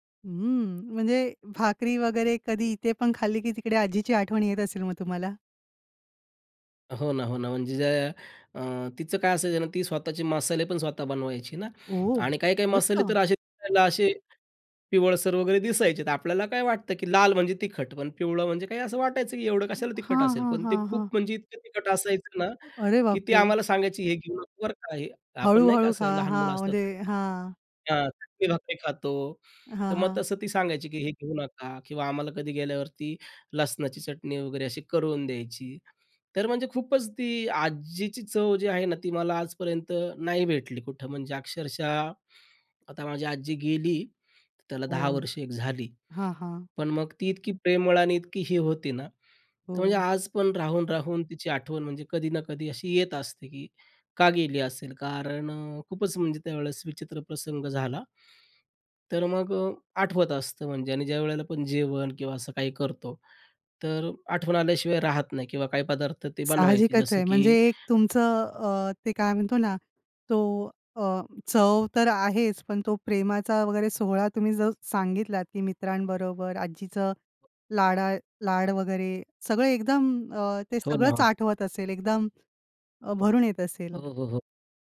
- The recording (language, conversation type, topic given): Marathi, podcast, कुठल्या अन्नांमध्ये आठवणी जागवण्याची ताकद असते?
- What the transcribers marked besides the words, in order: tapping; other background noise; other noise; surprised: "अरे बापरे!"